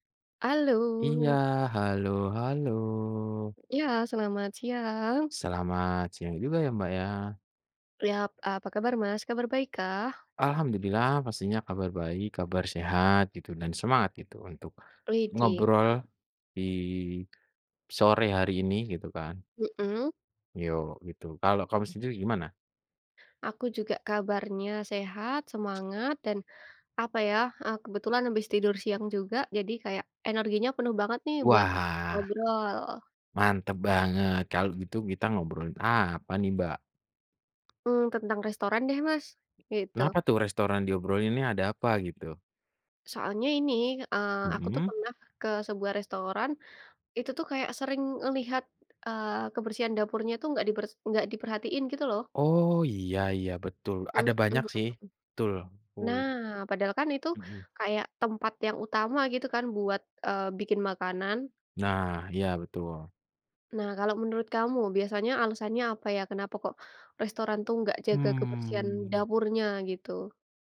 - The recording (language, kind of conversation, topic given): Indonesian, unstructured, Kenapa banyak restoran kurang memperhatikan kebersihan dapurnya, menurutmu?
- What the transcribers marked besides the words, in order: unintelligible speech; other background noise; tapping